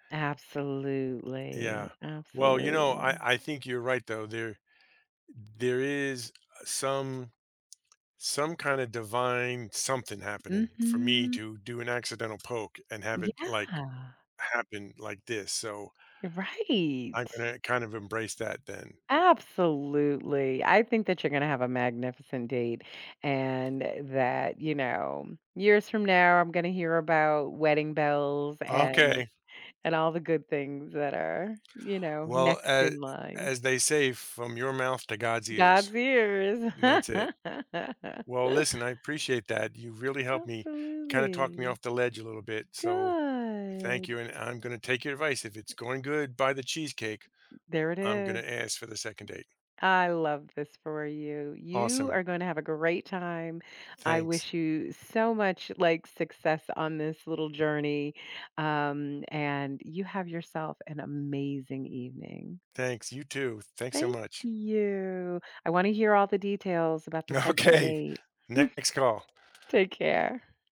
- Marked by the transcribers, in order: tapping; other background noise; laugh; drawn out: "Good!"; chuckle
- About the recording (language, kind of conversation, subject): English, advice, How can I calm my nerves and feel more confident before a first date?
- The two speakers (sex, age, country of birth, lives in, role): female, 60-64, United States, United States, advisor; male, 55-59, United States, United States, user